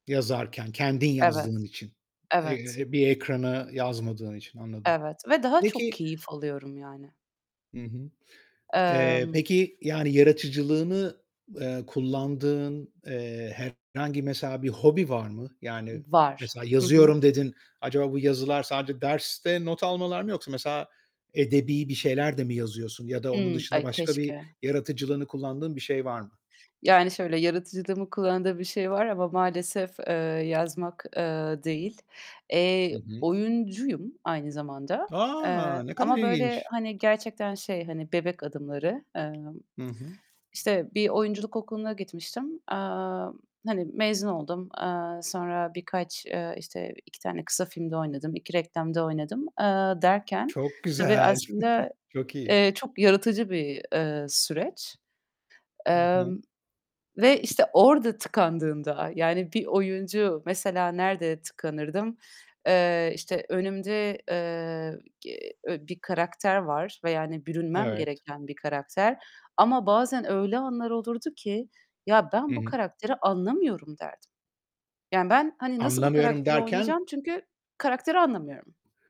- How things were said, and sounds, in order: distorted speech; tapping; static; other background noise; surprised: "A!"; chuckle
- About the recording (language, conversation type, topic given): Turkish, podcast, Yaratıcı tıkanıklık yaşadığında ne yaparsın?